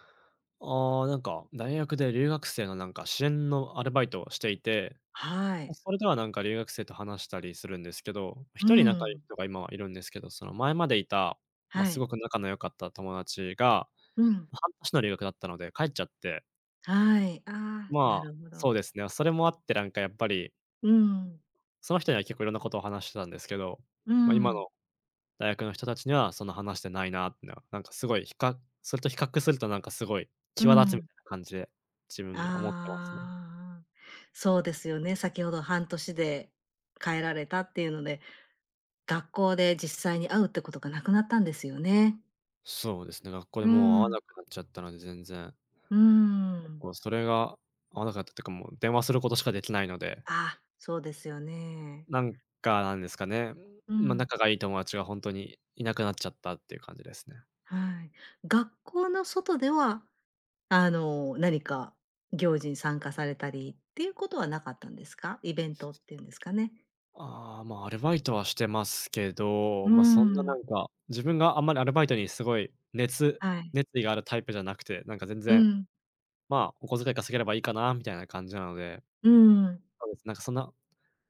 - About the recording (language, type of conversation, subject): Japanese, advice, 新しい環境で自分を偽って馴染もうとして疲れた
- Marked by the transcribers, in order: none